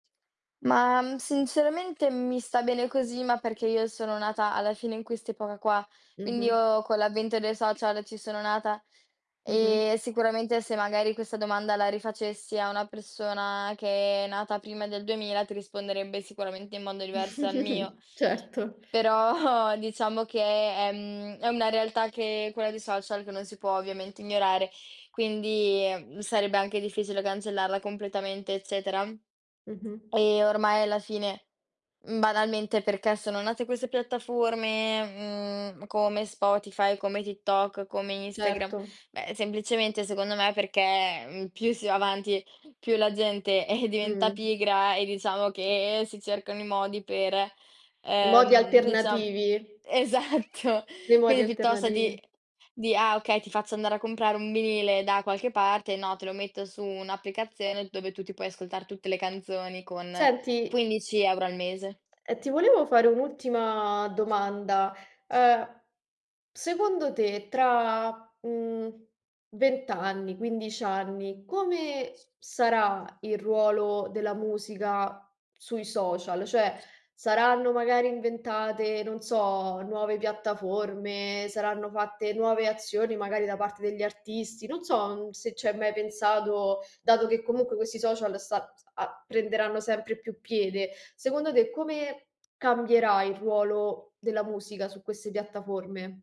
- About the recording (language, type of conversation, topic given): Italian, podcast, Che ruolo hanno i social nella tua scoperta di nuova musica?
- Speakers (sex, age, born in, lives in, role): female, 18-19, Italy, Italy, guest; female, 25-29, Italy, Italy, host
- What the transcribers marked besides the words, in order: chuckle; laughing while speaking: "Certo"; laughing while speaking: "Però"; other noise; tapping; laughing while speaking: "eh"; laughing while speaking: "esatto"